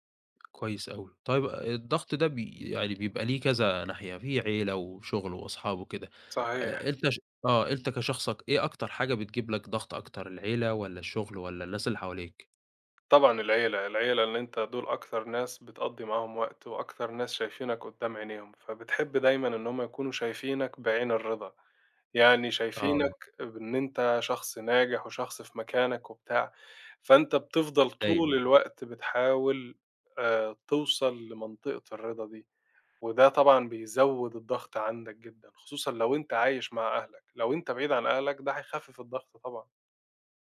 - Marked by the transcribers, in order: tapping; other noise
- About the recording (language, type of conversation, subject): Arabic, podcast, إزاي بتتعامل مع ضغط توقعات الناس منك؟
- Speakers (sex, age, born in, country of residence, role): male, 20-24, Egypt, Egypt, host; male, 25-29, Egypt, Egypt, guest